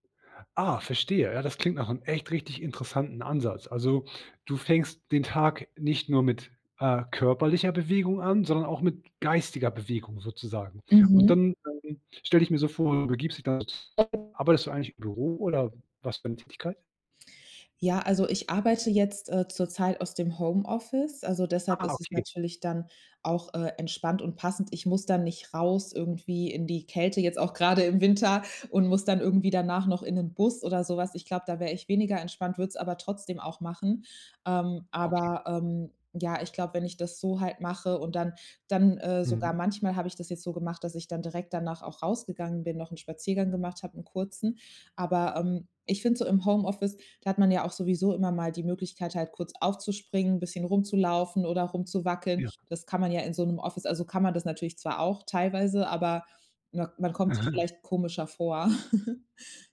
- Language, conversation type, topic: German, podcast, Wie integrierst du Bewegung in einen vollen Arbeitstag?
- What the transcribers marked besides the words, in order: stressed: "echt"; unintelligible speech; chuckle